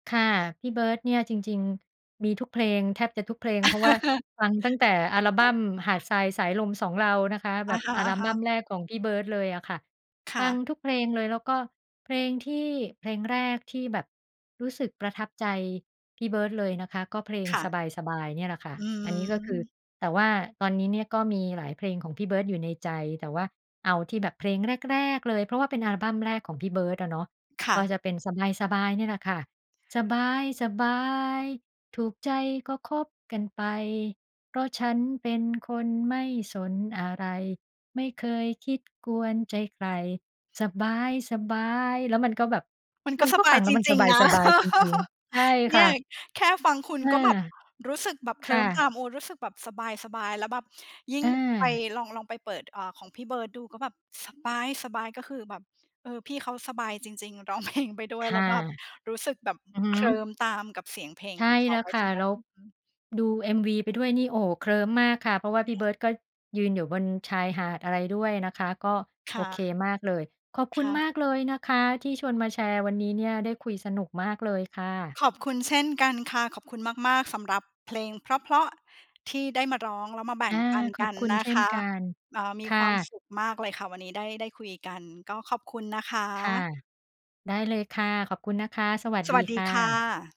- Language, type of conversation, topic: Thai, podcast, เพลงไหนที่ทำให้คุณนึกถึงบ้านหรือความทรงจำวัยเด็ก?
- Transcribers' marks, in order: laugh; unintelligible speech; other background noise; singing: "สบาย ๆ ถูกใจก็คบกันไป เพราะฉันเป็นคนไม่สนอะไร ไม่เคยคิด กวนใจใคร สบาย ๆ"; tapping; laugh; singing: "สบาย ๆ"; laughing while speaking: "เพลง"; other noise